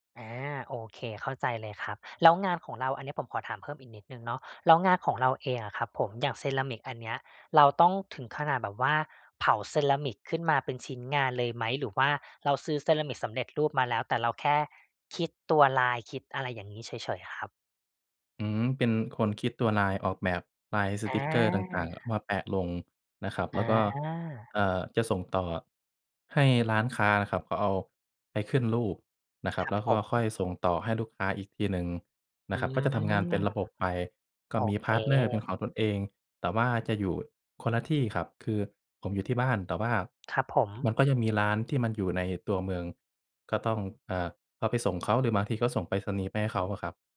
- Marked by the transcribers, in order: lip smack
- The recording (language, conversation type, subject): Thai, advice, ทำอย่างไรให้ทำงานสร้างสรรค์ได้ทุกวันโดยไม่เลิกกลางคัน?